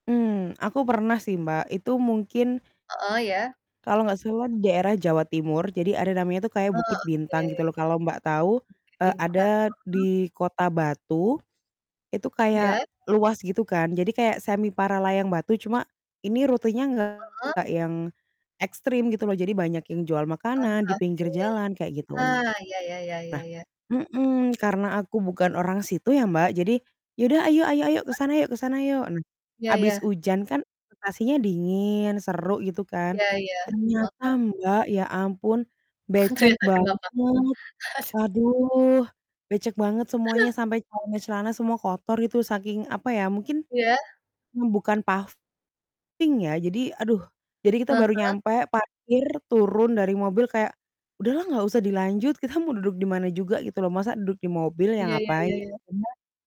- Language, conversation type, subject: Indonesian, unstructured, Apa yang biasanya membuat pengalaman bepergian terasa mengecewakan?
- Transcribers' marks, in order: static; distorted speech; chuckle; laughing while speaking: "Aduh"